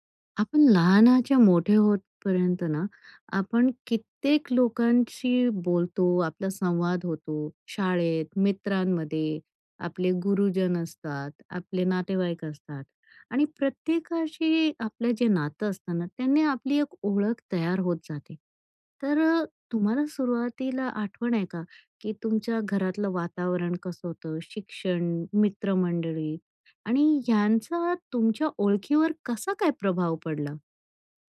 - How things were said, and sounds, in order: none
- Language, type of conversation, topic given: Marathi, podcast, स्वतःला ओळखण्याचा प्रवास कसा होता?